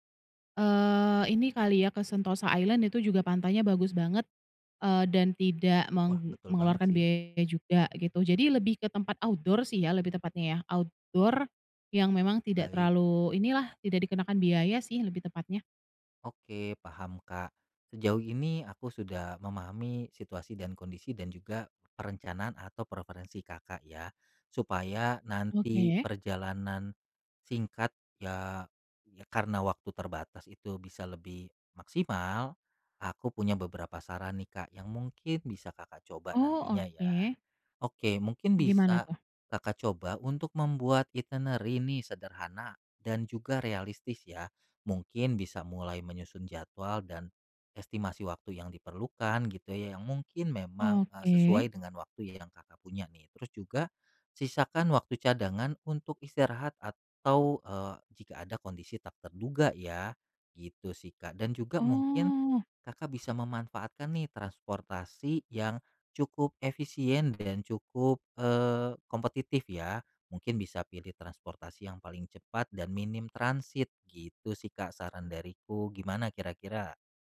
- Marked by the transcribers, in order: in English: "outdoor"; in English: "outdoor"; in English: "itenary"; "itinerary" said as "itenary"
- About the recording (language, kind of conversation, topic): Indonesian, advice, Bagaimana cara menikmati perjalanan singkat saat waktu saya terbatas?